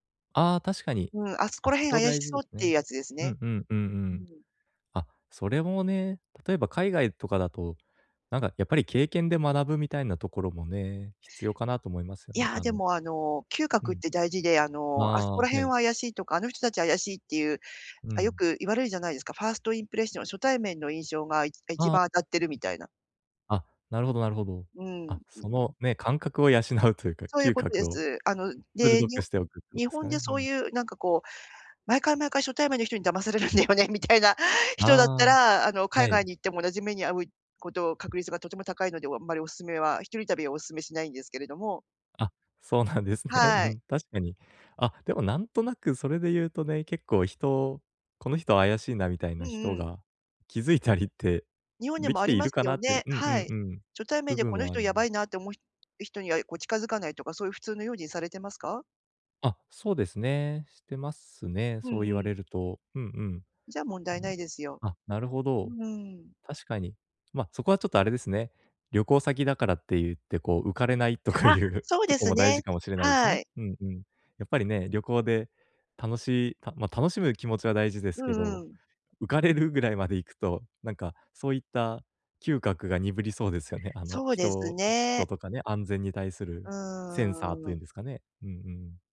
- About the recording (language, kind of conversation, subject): Japanese, advice, 安全に移動するにはどんなことに気をつければいいですか？
- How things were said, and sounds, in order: in English: "ファーストインプレッション"; other noise; laughing while speaking: "感覚を養うというか"; laughing while speaking: "騙されるんだよね、みたいな"; laughing while speaking: "そうなんですね"; laughing while speaking: "浮かれないとかいう"